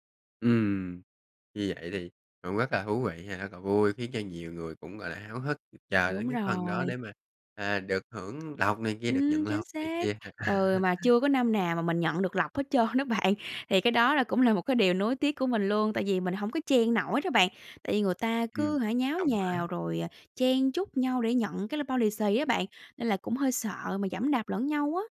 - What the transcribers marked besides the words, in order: other background noise; tapping; laugh; laughing while speaking: "trơn đó bạn"
- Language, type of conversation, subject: Vietnamese, podcast, Bạn nhớ nhất điều gì khi tham gia lễ hội địa phương nhỉ?